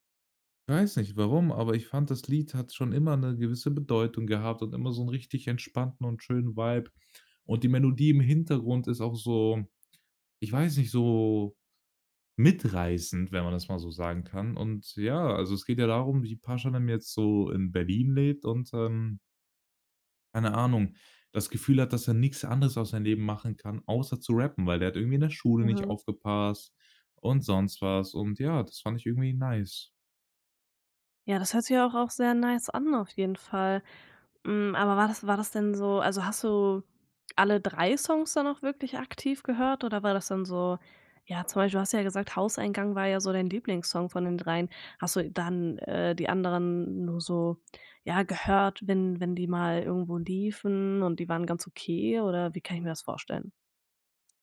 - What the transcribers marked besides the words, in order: in English: "nice"; in English: "nice"
- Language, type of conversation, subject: German, podcast, Welche Musik hat deine Jugend geprägt?